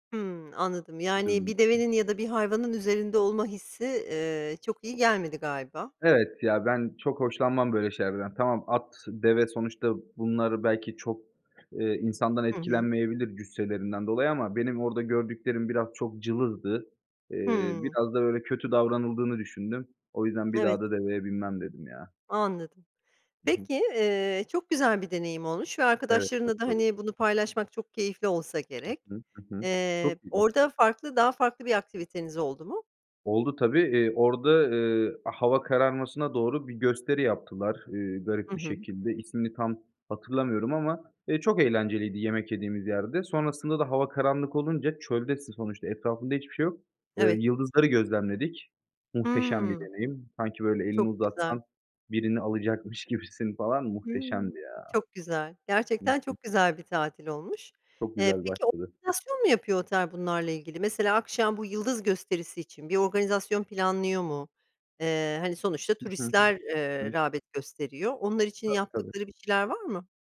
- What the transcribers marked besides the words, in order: other background noise; unintelligible speech; tapping; unintelligible speech
- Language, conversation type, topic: Turkish, podcast, Bana unutamadığın bir deneyimini anlatır mısın?